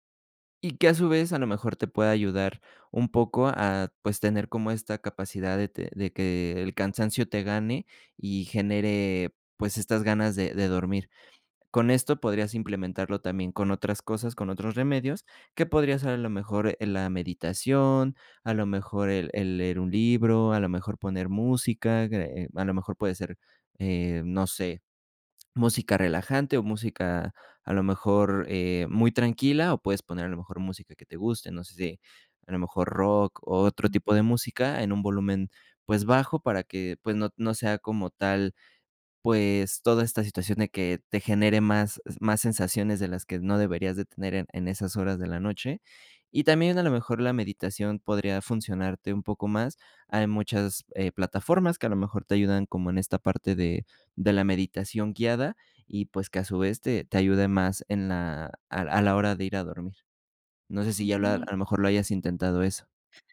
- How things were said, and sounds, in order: none
- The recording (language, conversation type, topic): Spanish, advice, ¿Cómo puedo manejar el insomnio por estrés y los pensamientos que no me dejan dormir?